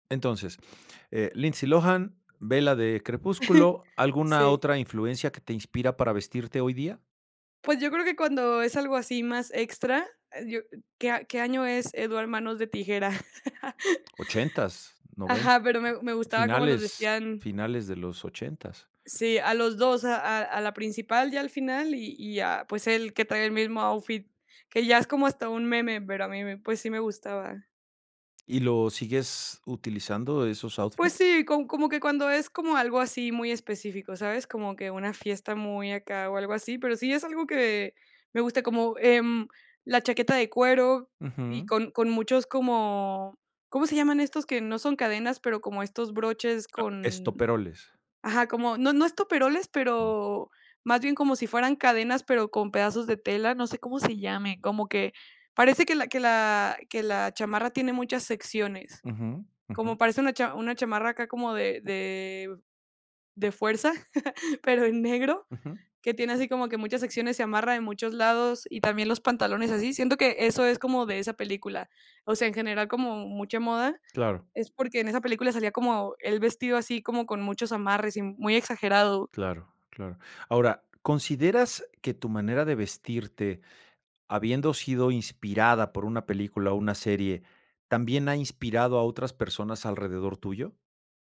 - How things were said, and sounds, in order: chuckle; chuckle; tapping; other noise; chuckle
- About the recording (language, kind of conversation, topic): Spanish, podcast, ¿Qué película o serie te inspira a la hora de vestirte?